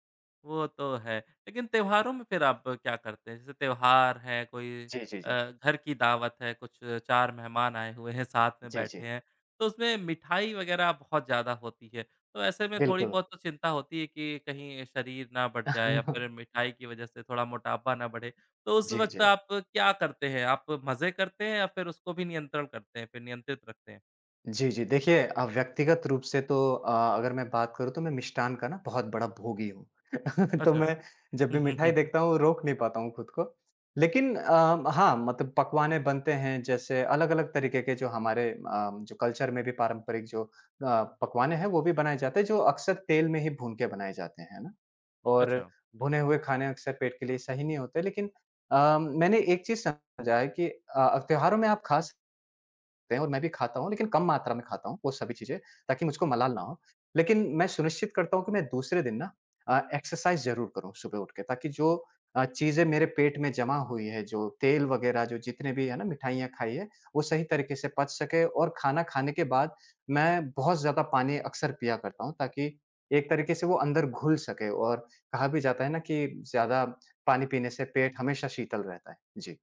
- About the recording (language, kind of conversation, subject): Hindi, podcast, खाने में संतुलन बनाए रखने का आपका तरीका क्या है?
- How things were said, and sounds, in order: laugh; laughing while speaking: "तो मैं जब भी मिठाई"; "पकवान" said as "पकवाने"; in English: "कल्चर"; "पकवान" said as "पकवाने"; in English: "एक्सरसाइज़"